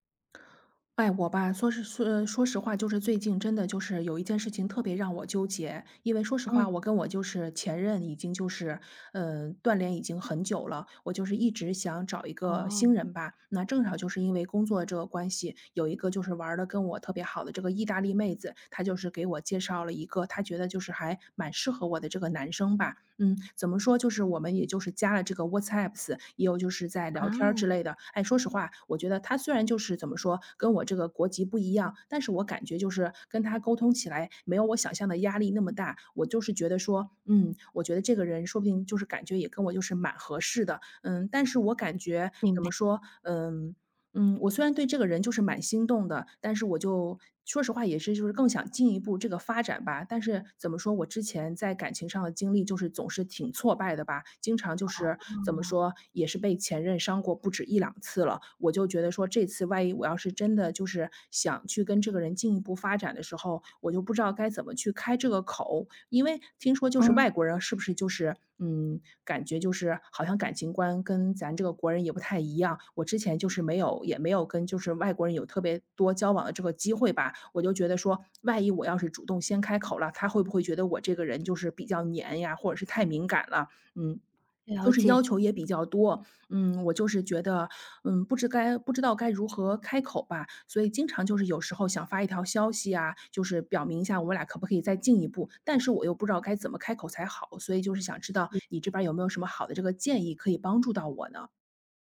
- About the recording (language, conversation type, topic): Chinese, advice, 我该如何表达我希望关系更亲密的需求，又不那么害怕被对方拒绝？
- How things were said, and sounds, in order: swallow